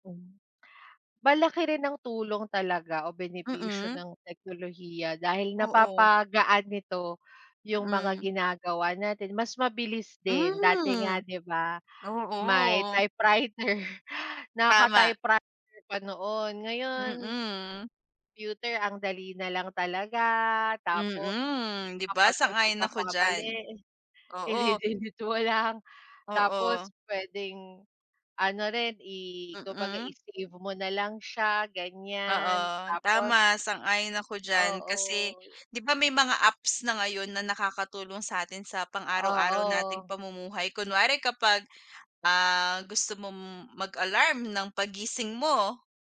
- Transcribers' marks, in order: tapping; laughing while speaking: "typewriter"
- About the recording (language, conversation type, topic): Filipino, unstructured, Paano mo ginagamit ang teknolohiya sa pang-araw-araw mong buhay?